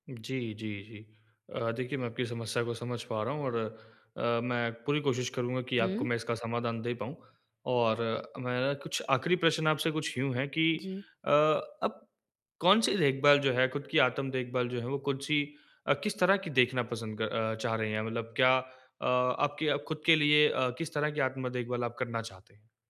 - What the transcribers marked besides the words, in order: none
- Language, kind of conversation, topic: Hindi, advice, दोस्ती में बिना बुरा लगे सीमाएँ कैसे तय करूँ और अपनी आत्म-देखभाल कैसे करूँ?
- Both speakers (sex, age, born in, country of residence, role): female, 20-24, India, India, user; male, 20-24, India, India, advisor